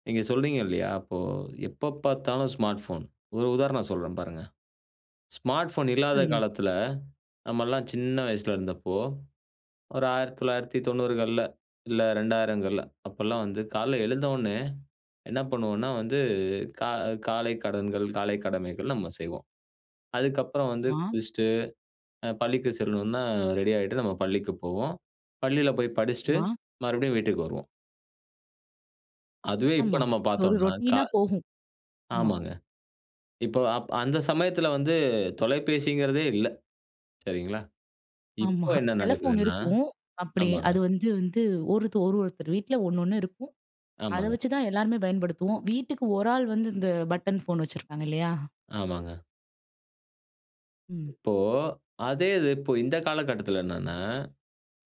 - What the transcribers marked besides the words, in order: in English: "ஸ்மார்ட் போன்!"; in English: "ஸ்மார்ட் ஃபோன்"; in English: "ரொடீன்னா"; tapping; chuckle; in English: "டெலஃபோன்"; in English: "பட்டன் ஃபோன்"; other background noise
- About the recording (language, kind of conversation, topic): Tamil, podcast, பேசிக்கொண்டிருக்கும்போது கைப்பேசி பயன்பாட்டை எந்த அளவு வரை கட்டுப்படுத்த வேண்டும்?